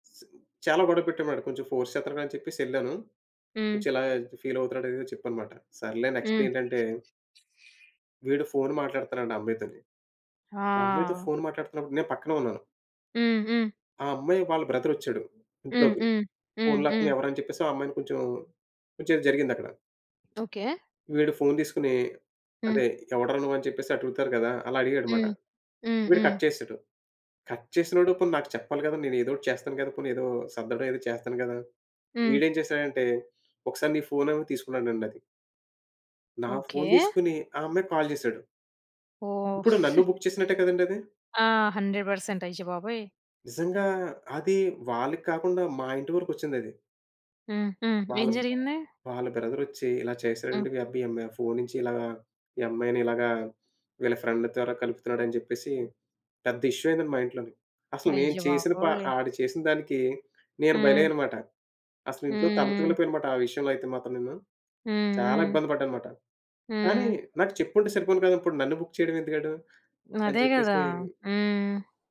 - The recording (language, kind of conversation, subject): Telugu, podcast, స్నేహాల్లో నమ్మకం ఎలా పెరుగుతుంది?
- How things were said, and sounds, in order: in English: "ఫోర్స్"; in English: "ఫీల్"; in English: "నెక్స్ట్"; other background noise; in English: "కట్"; in English: "కట్"; in English: "కాల్"; chuckle; in English: "బుక్"; in English: "హండ్రెడ్ పర్సెంట్"; in English: "ఫ్రెండ్"; in English: "ఇష్యూ"; in English: "బుక్"